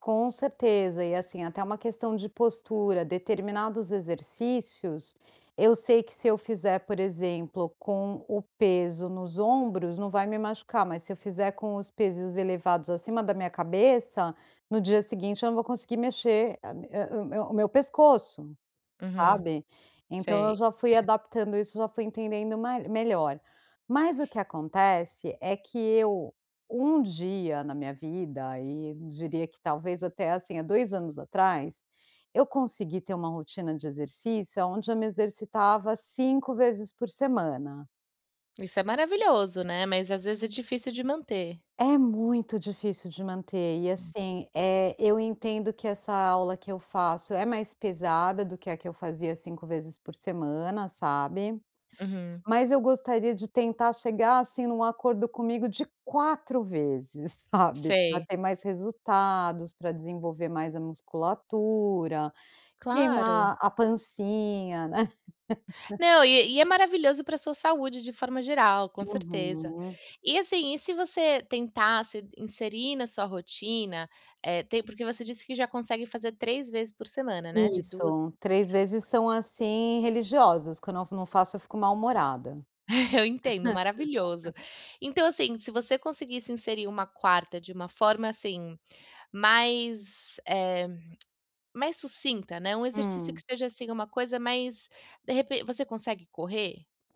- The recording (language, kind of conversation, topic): Portuguese, advice, Como posso criar um hábito de exercícios consistente?
- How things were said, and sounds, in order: other background noise; tapping; laughing while speaking: "sabe?"; laugh; chuckle; tongue click